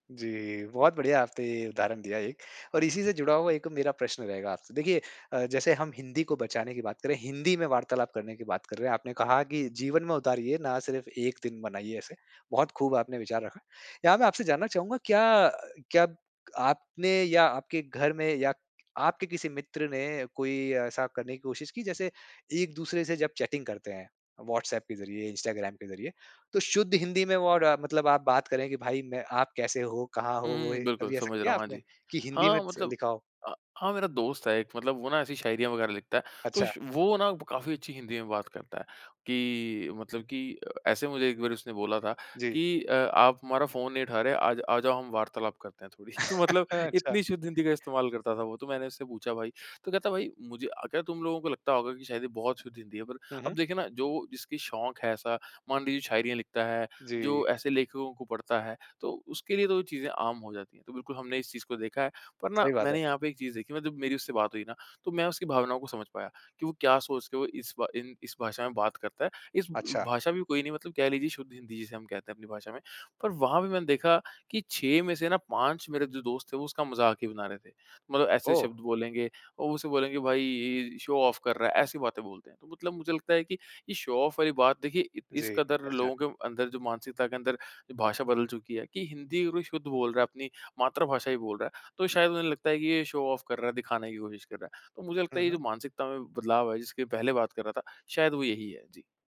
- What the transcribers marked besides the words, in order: in English: "चैटिंग"; laughing while speaking: "थोड़ी"; laugh; laughing while speaking: "अच्छा"; in English: "शो ऑफ"; in English: "शो ऑफ"; in English: "शो ऑफ"
- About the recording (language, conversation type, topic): Hindi, podcast, सोशल मीडिया ने आपकी भाषा को कैसे बदला है?